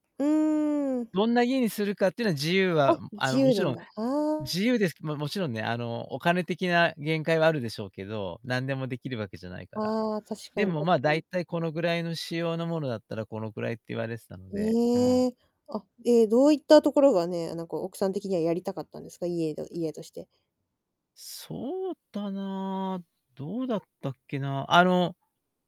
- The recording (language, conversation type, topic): Japanese, podcast, 家を購入したとき、最終的な決め手は何でしたか？
- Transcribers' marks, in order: distorted speech